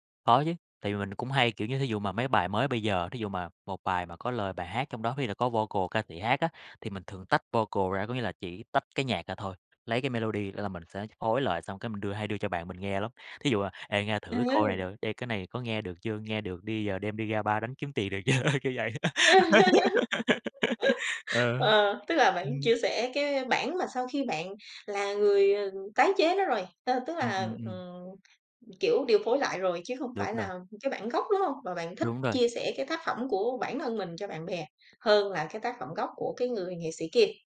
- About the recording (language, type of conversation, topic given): Vietnamese, podcast, Bạn thường khám phá nhạc mới bằng cách nào?
- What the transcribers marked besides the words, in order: tapping; in English: "vocal"; in English: "vocal"; in English: "melody"; other background noise; laugh; laughing while speaking: "được chưa? Kiểu vậy"